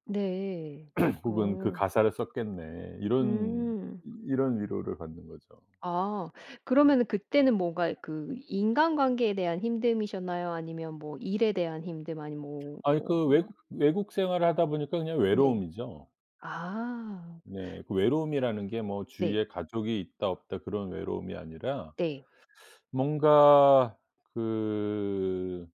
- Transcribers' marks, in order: throat clearing; tapping; other background noise
- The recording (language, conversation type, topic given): Korean, podcast, 음악을 처음으로 감정적으로 받아들였던 기억이 있나요?